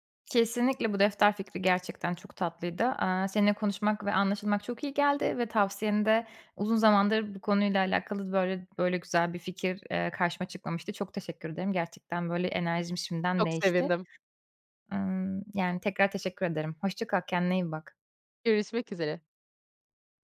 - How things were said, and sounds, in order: tapping; other background noise
- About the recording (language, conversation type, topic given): Turkish, advice, Eyleme dönük problem çözme becerileri